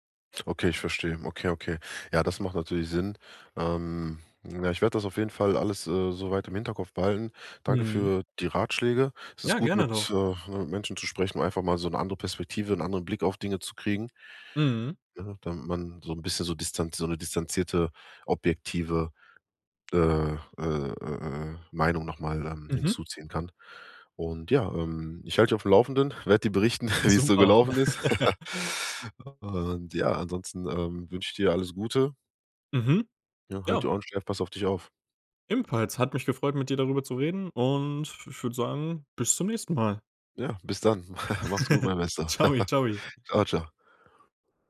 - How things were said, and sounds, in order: joyful: "werde dir berichten, wie es so gelaufen ist"; chuckle; giggle; laugh; other background noise; chuckle
- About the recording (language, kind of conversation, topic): German, advice, Wie hat sich durch die Umstellung auf Homeoffice die Grenze zwischen Arbeit und Privatleben verändert?